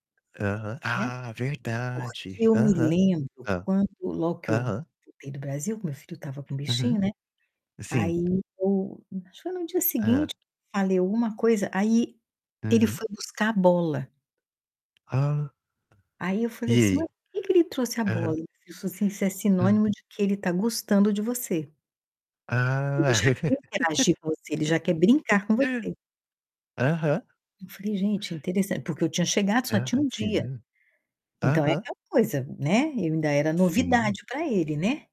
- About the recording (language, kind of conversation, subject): Portuguese, unstructured, Quais são os benefícios de brincar com os animais?
- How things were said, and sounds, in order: tapping; other background noise; distorted speech; laugh